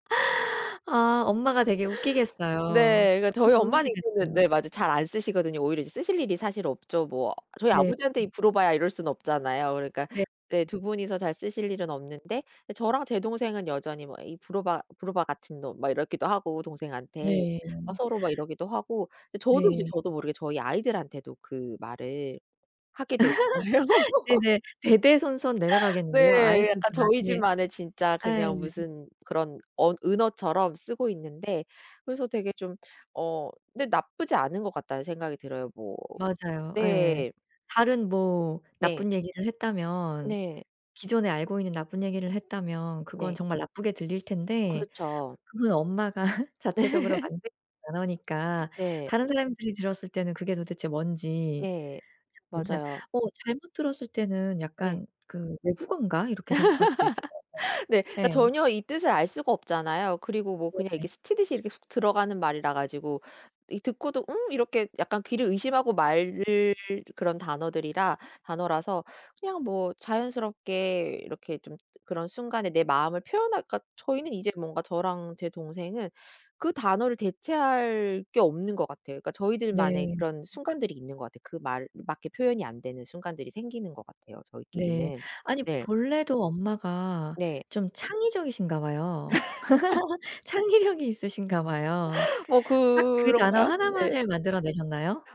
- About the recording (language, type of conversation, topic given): Korean, podcast, 어릴 적 집에서 쓰던 말을 지금도 쓰고 계신가요?
- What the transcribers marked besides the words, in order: other background noise; tapping; laugh; laughing while speaking: "엄마가"; laughing while speaking: "네"; laugh; laugh